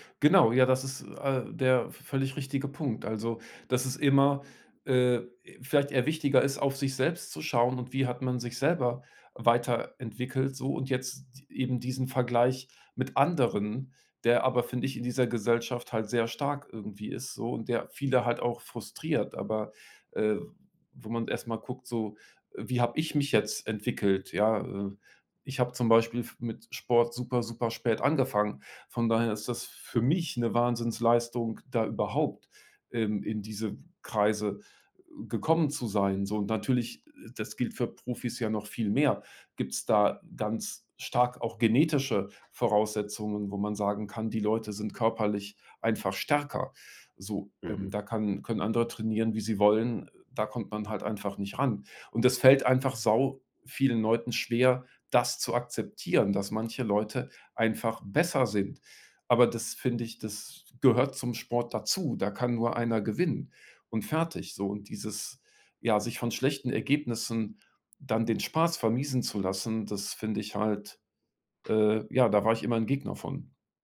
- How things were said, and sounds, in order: other background noise
- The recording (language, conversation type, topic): German, podcast, Wie findest du die Balance zwischen Perfektion und Spaß?